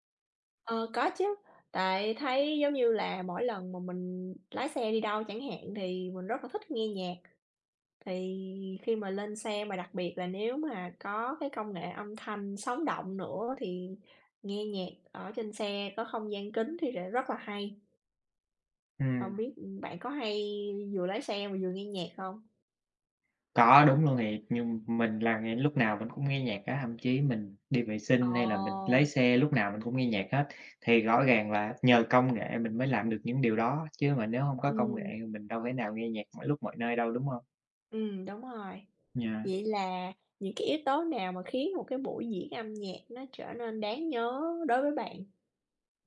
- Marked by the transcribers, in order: tapping
- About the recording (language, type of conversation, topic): Vietnamese, unstructured, Bạn thích đi dự buổi biểu diễn âm nhạc trực tiếp hay xem phát trực tiếp hơn?